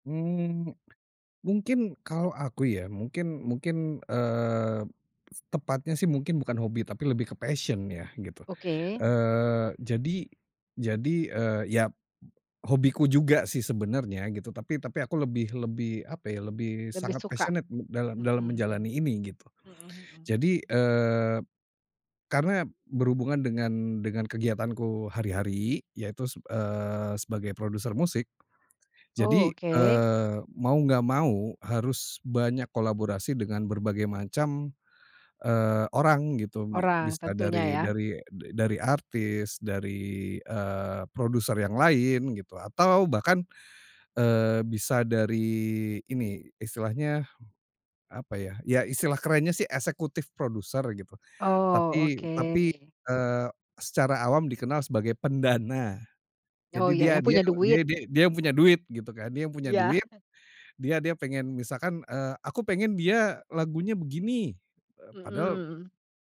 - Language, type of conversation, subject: Indonesian, podcast, Pernahkah kamu berkolaborasi dalam proyek hobi, dan bagaimana pengalamanmu?
- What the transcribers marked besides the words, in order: other background noise; in English: "passion"; in English: "passionate"; in English: "executive producer"; chuckle